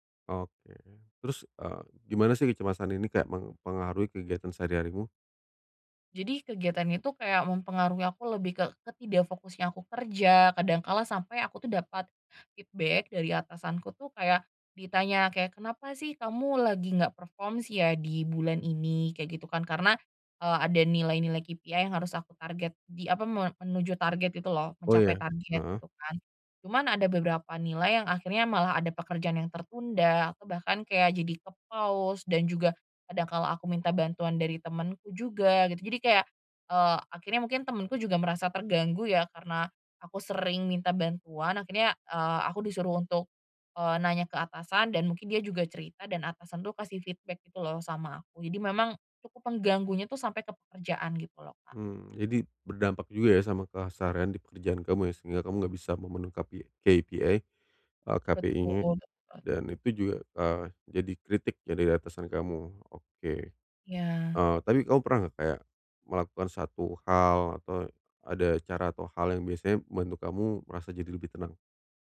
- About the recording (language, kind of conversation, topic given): Indonesian, advice, Bagaimana cara mengelola kecemasan saat menjalani masa transisi dan menghadapi banyak ketidakpastian?
- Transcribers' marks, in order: in English: "feedback"; in English: "perform"; in English: "KPI"; in English: "feedback"; in English: "KPI"